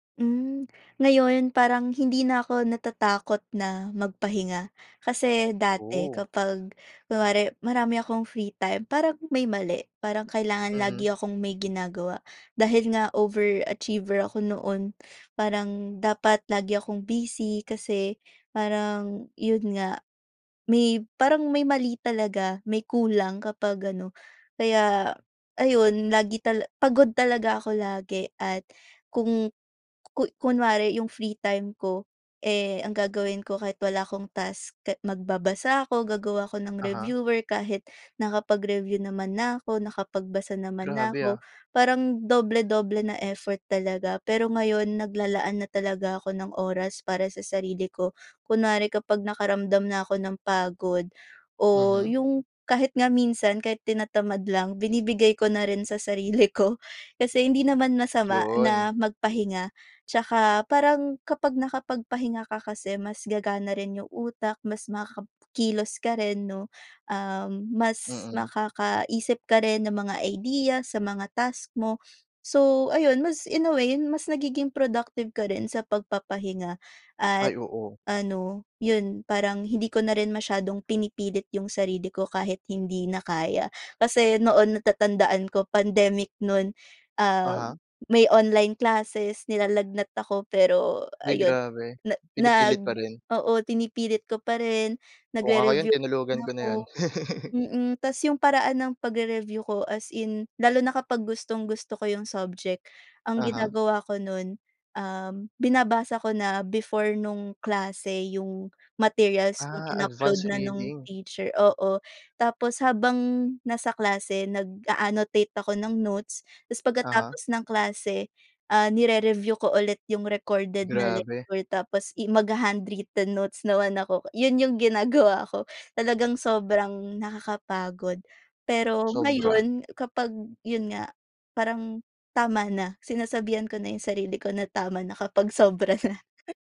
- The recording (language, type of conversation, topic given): Filipino, podcast, Paano mo hinaharap ang pressure mula sa opinyon ng iba tungkol sa desisyon mo?
- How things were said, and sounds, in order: laughing while speaking: "sarili ko"; chuckle; laughing while speaking: "ginagawa"; laughing while speaking: "sobra na"